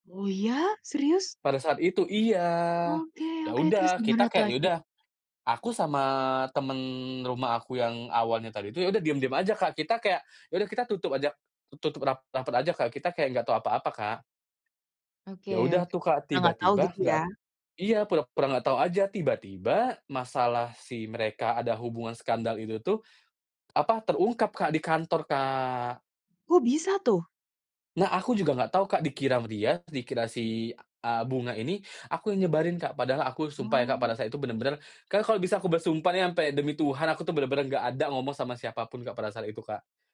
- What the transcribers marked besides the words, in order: none
- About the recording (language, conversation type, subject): Indonesian, podcast, Bagaimana kamu bisa tetap menjadi diri sendiri di kantor?